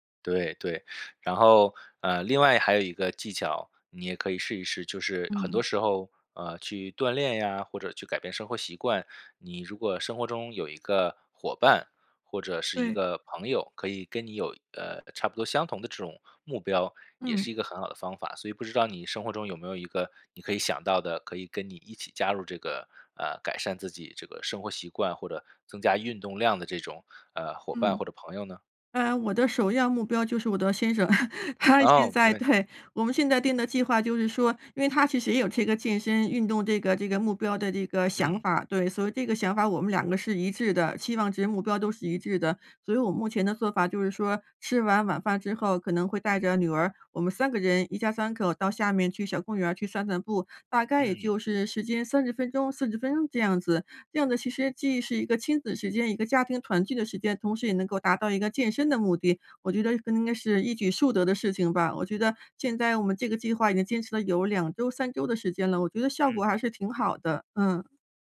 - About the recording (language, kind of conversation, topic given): Chinese, advice, 我每天久坐、运动量不够，应该怎么开始改变？
- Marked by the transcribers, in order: chuckle; laughing while speaking: "他现在 对"